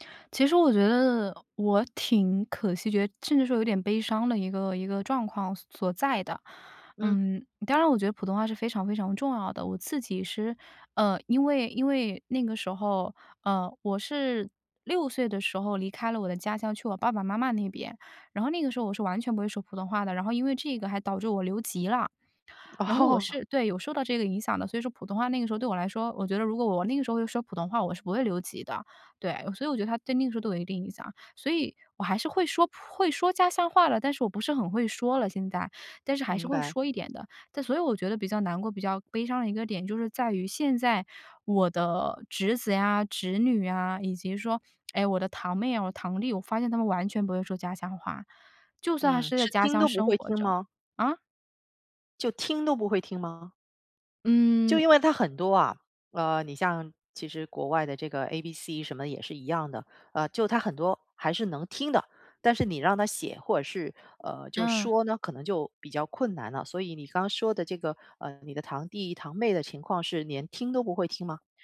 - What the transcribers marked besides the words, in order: other background noise; lip smack
- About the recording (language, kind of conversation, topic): Chinese, podcast, 你会怎样教下一代家乡话？